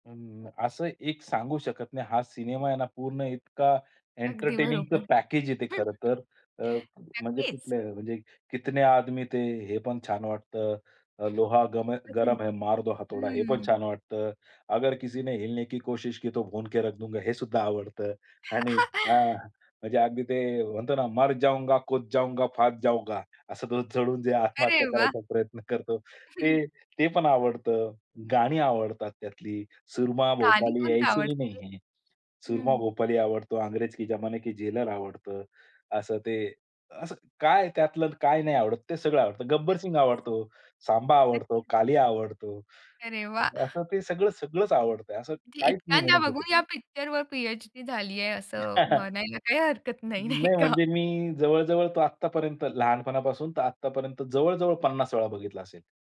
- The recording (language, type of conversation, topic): Marathi, podcast, तुमच्या आठवणीत सर्वात ठळकपणे राहिलेला चित्रपट कोणता, आणि तो तुम्हाला का आठवतो?
- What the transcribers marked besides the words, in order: tapping; in English: "पॅकेज"; in Hindi: "कितने आदमी थे?"; in Hindi: "लोहा गम है गरम है, मार दो हथोडा"; in Hindi: "अगर किसीने हिलने की कोशिश की तो भूनके रख दुंगा"; chuckle; in Hindi: "मर जाऊंगा, कूद जाऊंगा, फांद जाऊंगा"; laugh; laughing while speaking: "हरकत नाही, नाही का?"